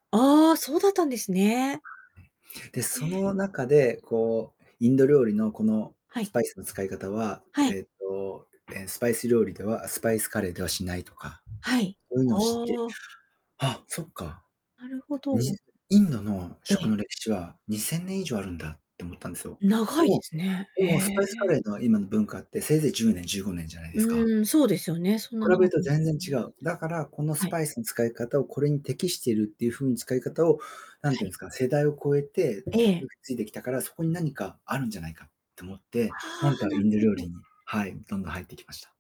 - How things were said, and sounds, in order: distorted speech; unintelligible speech; other background noise
- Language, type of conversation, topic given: Japanese, podcast, 食べ物で一番思い出深いものは何ですか?